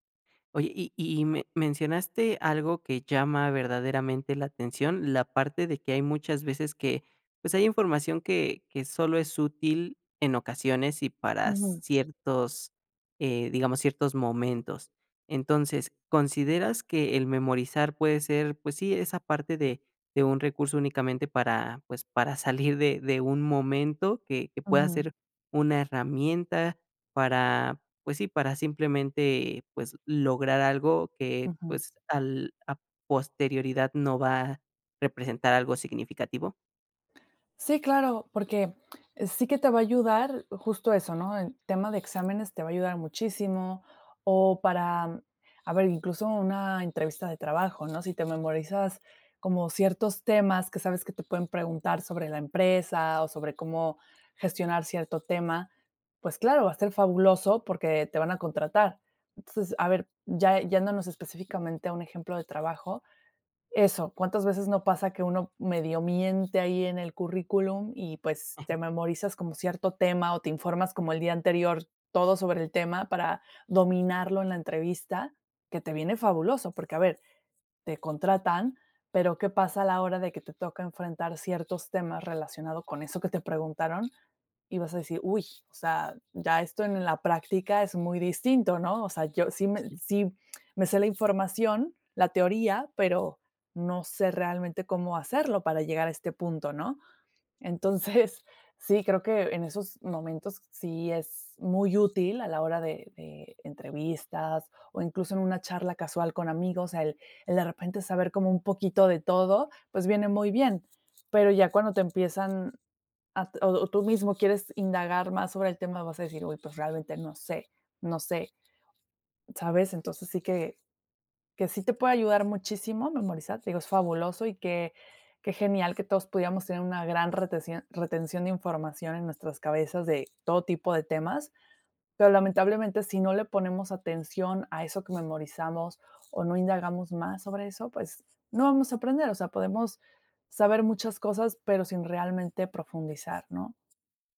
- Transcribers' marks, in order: other background noise; chuckle; lip smack; tapping; laughing while speaking: "Entonces"
- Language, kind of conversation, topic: Spanish, podcast, ¿Cómo sabes si realmente aprendiste o solo memorizaste?